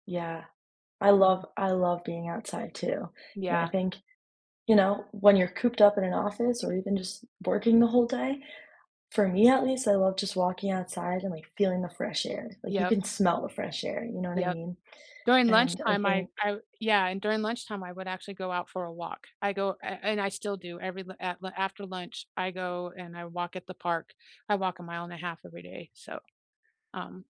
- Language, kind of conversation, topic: English, unstructured, How do you and your team build a strong office culture while working remotely and still getting things done?
- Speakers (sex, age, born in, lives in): female, 20-24, United States, United States; female, 50-54, United States, United States
- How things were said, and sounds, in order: other background noise